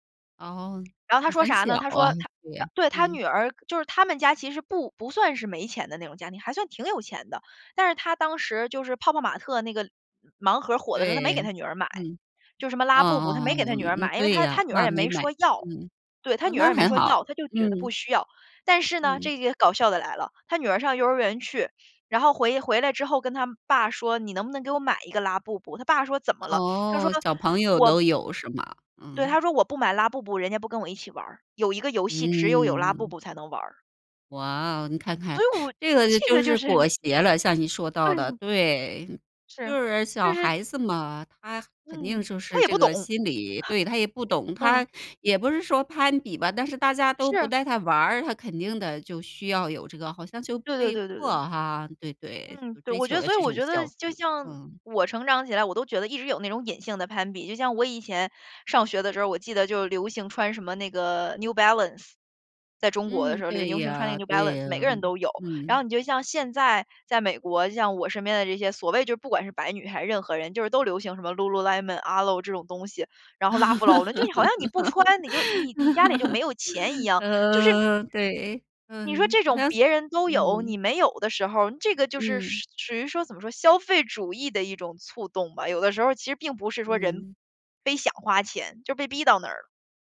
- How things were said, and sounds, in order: other background noise; stressed: "要"; surprised: "所以我"; other noise; chuckle; "流行" said as "牛行"; laugh
- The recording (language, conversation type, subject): Chinese, podcast, 你会如何权衡存钱和即时消费？